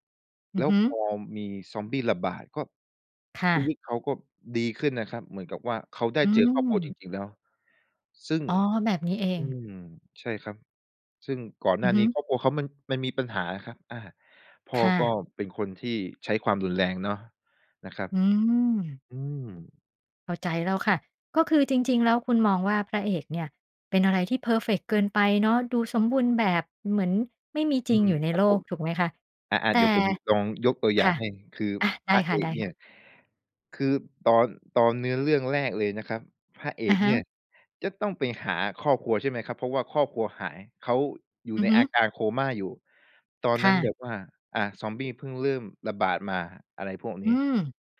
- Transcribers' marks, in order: none
- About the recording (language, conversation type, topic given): Thai, podcast, มีตัวละครตัวไหนที่คุณใช้เป็นแรงบันดาลใจบ้าง เล่าให้ฟังได้ไหม?